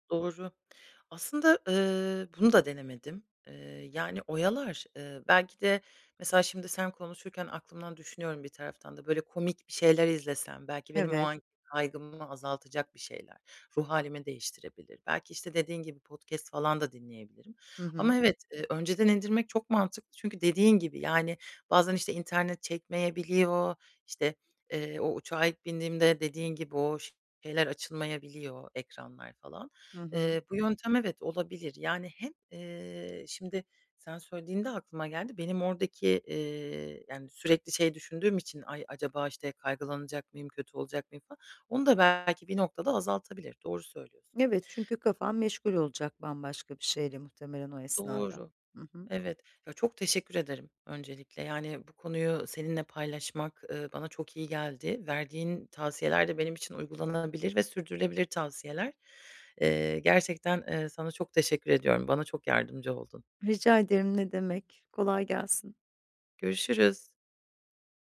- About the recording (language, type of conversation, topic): Turkish, advice, Tatil sırasında seyahat stresini ve belirsizlikleri nasıl yönetebilirim?
- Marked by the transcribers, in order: other background noise; tapping